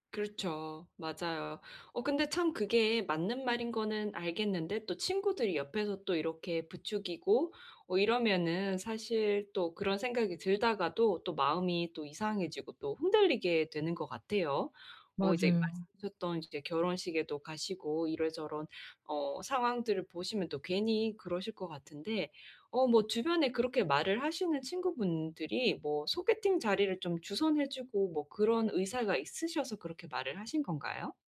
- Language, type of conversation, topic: Korean, advice, 또래와 비교해서 불안할 때 마음을 안정시키는 방법은 무엇인가요?
- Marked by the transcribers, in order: none